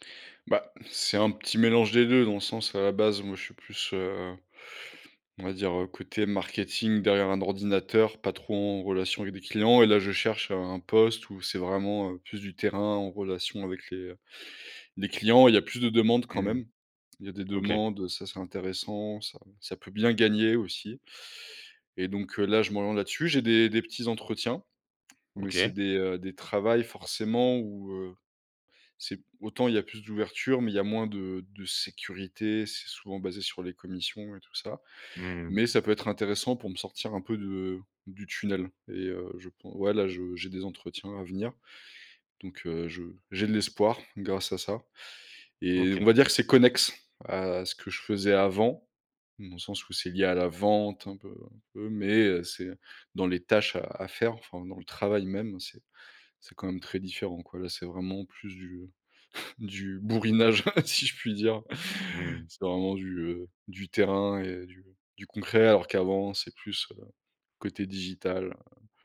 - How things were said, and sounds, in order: stressed: "c'est connexe"; chuckle; laughing while speaking: "si je puis dire"
- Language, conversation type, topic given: French, advice, Comment as-tu vécu la perte de ton emploi et comment cherches-tu une nouvelle direction professionnelle ?